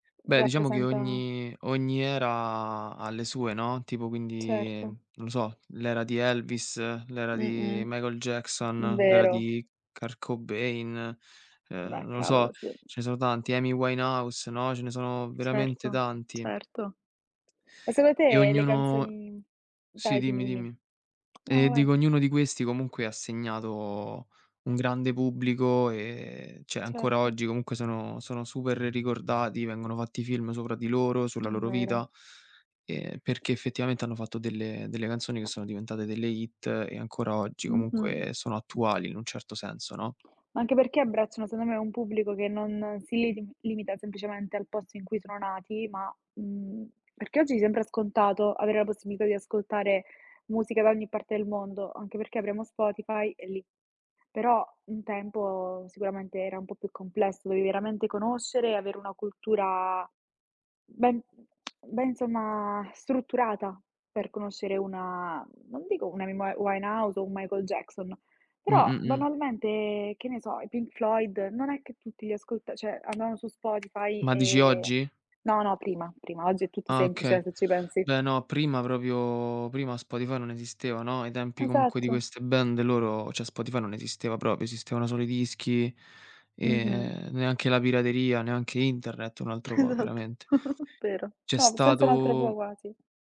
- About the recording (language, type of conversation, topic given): Italian, unstructured, Perché alcune canzoni diventano inni generazionali?
- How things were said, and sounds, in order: drawn out: "era"; drawn out: "quindi"; other background noise; tapping; lip smack; "cioè" said as "ceh"; other noise; in English: "hit"; tsk; drawn out: "una"; "cioè" said as "ceh"; drawn out: "proprio"; "cioè" said as "ceh"; laughing while speaking: "Esatto"; chuckle